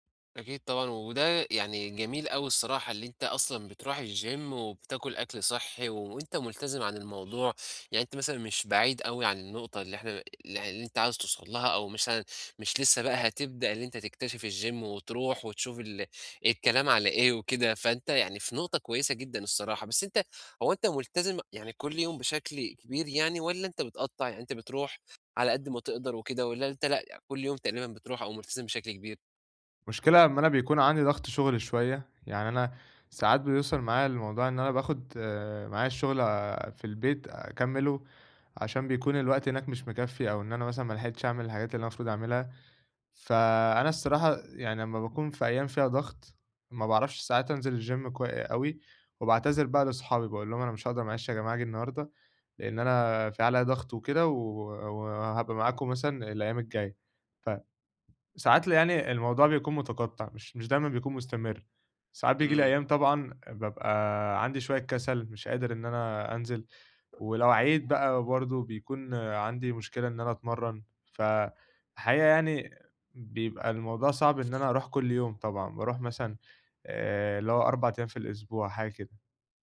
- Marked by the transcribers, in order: in English: "الچيم"; horn; in English: "الچيم"; in English: "الچيم"; other background noise
- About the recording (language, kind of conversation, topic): Arabic, advice, ازاي أحوّل هدف كبير لعادات بسيطة أقدر ألتزم بيها كل يوم؟